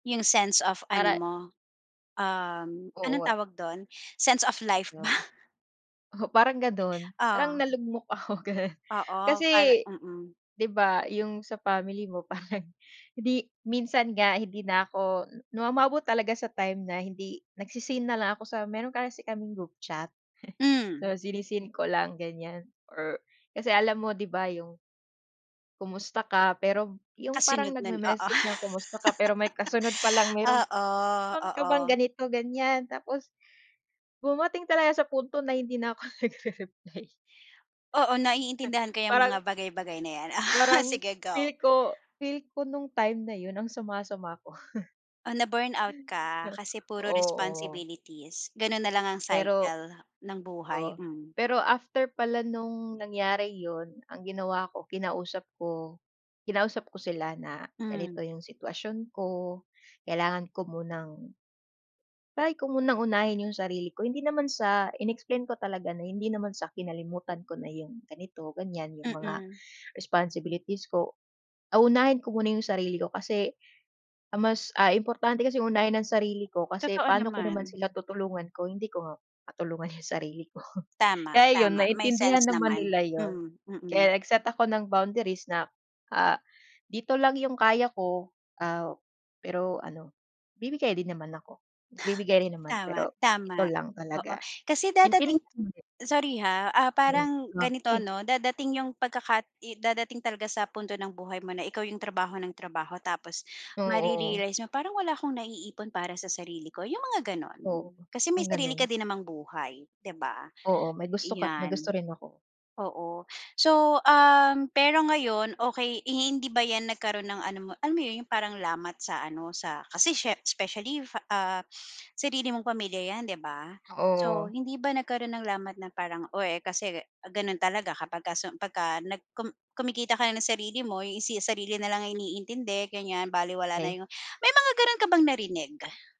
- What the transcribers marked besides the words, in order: in English: "Sense of life"; laughing while speaking: "ba?"; tapping; laughing while speaking: "ako"; laughing while speaking: "parang"; chuckle; laughing while speaking: "oo"; laugh; laughing while speaking: "ako nagre-reply"; chuckle; other background noise; laugh; in English: "na-burnout"; chuckle; in English: "responsibilities"; in English: "cycle"; in English: "responsibilities"; laughing while speaking: "yung sarili ko"; in English: "sense"; "darating-" said as "dadating"; "darating" said as "dadating"; unintelligible speech; "darating" said as "dadating"; in English: "specially"
- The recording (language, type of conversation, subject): Filipino, podcast, Paano mo natutunan magtakda ng hangganan nang hindi nakakasakit ng iba?
- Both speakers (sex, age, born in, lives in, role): female, 25-29, Philippines, Philippines, guest; female, 40-44, Philippines, Philippines, host